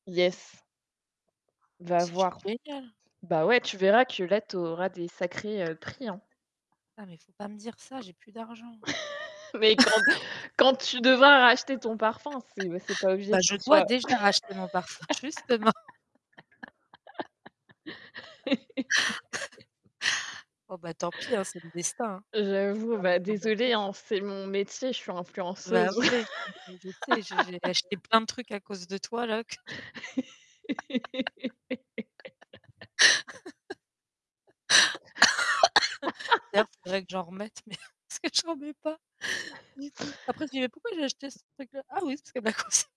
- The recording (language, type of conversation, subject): French, unstructured, Quel est ton endroit préféré pour partir en vacances ?
- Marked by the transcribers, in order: static; in English: "Yes"; tapping; distorted speech; chuckle; chuckle; other background noise; chuckle; laughing while speaking: "mon parfum justement"; laugh; laugh; laugh; cough; laugh; laughing while speaking: "parce que j'en mets pas"; laugh; laughing while speaking: "l'a conseil"